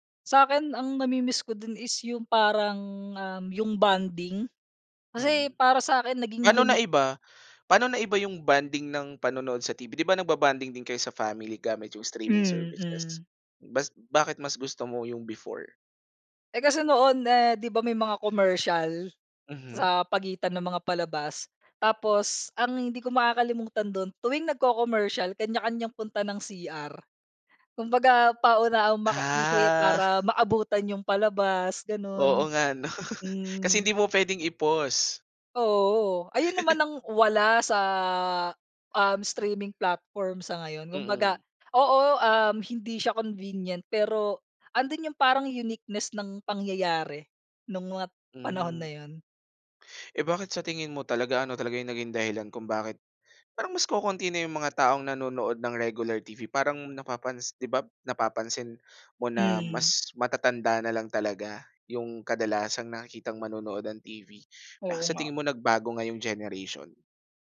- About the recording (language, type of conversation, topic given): Filipino, podcast, Paano nagbago ang panonood mo ng telebisyon dahil sa mga serbisyong panonood sa internet?
- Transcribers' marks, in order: laughing while speaking: "'no?"; in English: "convenient"